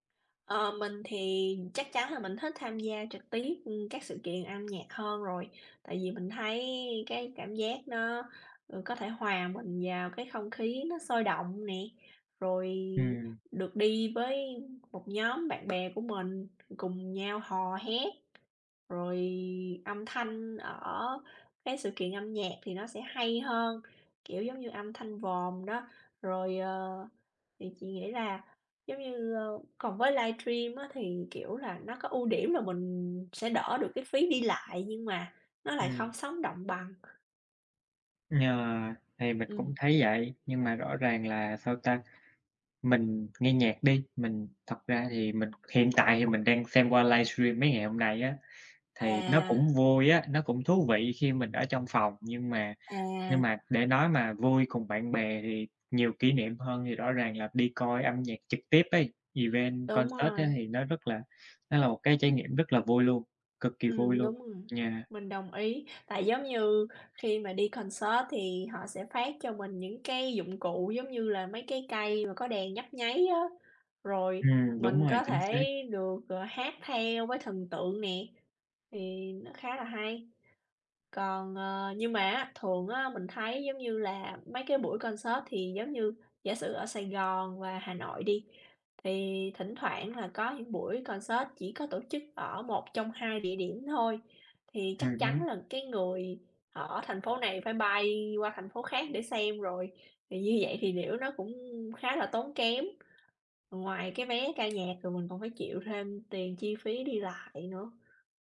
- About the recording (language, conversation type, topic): Vietnamese, unstructured, Bạn thích đi dự buổi biểu diễn âm nhạc trực tiếp hay xem phát trực tiếp hơn?
- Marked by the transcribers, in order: tapping; in English: "event, concert"; in English: "concert"; in English: "concert"; in English: "concert"